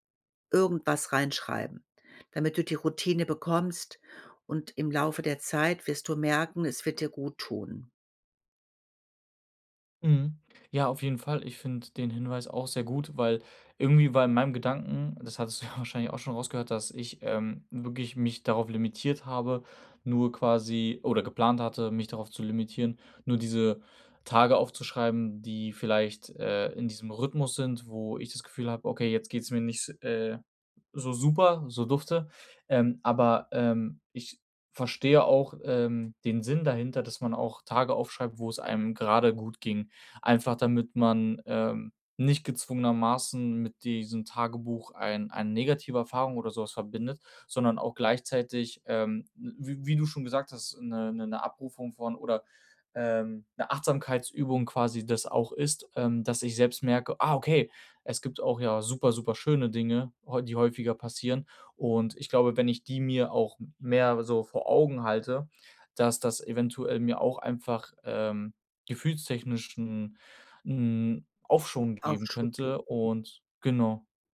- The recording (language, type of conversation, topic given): German, advice, Wie kann mir ein Tagebuch beim Reflektieren helfen?
- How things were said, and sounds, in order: other background noise; laughing while speaking: "ja"